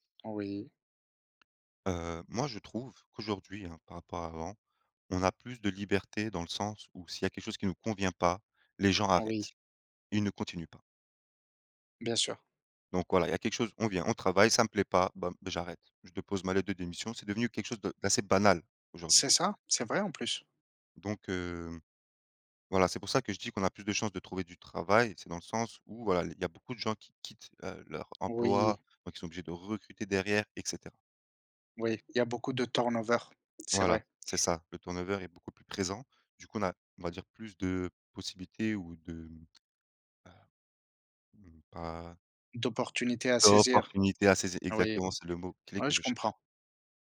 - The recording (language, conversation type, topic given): French, unstructured, Qu’est-ce qui te rend triste dans ta vie professionnelle ?
- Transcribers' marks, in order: tapping; stressed: "d'opportunités"